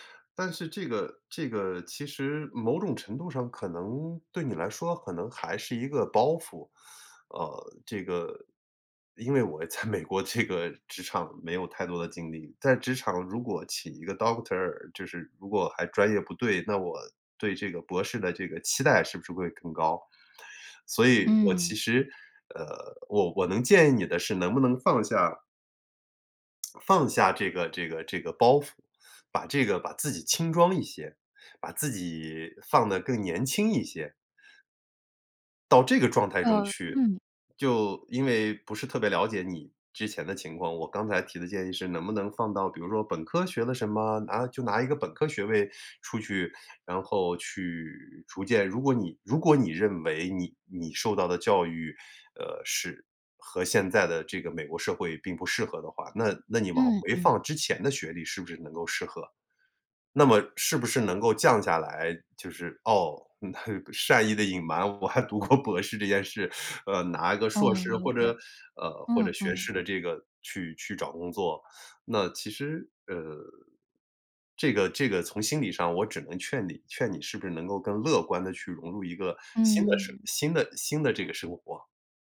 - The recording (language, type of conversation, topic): Chinese, advice, 夜里失眠时，我总会忍不住担心未来，怎么才能让自己平静下来不再胡思乱想？
- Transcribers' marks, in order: laughing while speaking: "在美国这个"; in English: "Doctor"; laugh; laughing while speaking: "我还读过博士这件事"